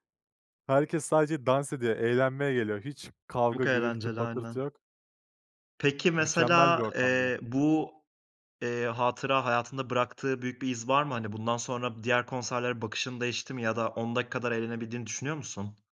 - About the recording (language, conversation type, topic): Turkish, podcast, Canlı bir konserde yaşadığın unutulmaz bir anıyı paylaşır mısın?
- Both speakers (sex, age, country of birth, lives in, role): male, 25-29, Turkey, Italy, host; male, 25-29, Turkey, Netherlands, guest
- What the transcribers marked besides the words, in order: other background noise; tapping